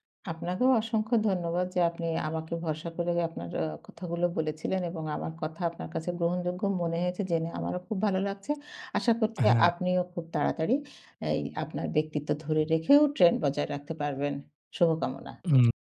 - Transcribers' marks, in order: none
- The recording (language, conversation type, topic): Bengali, advice, ট্রেন্ড মেনে চলব, নাকি নিজের স্টাইল ধরে রাখব?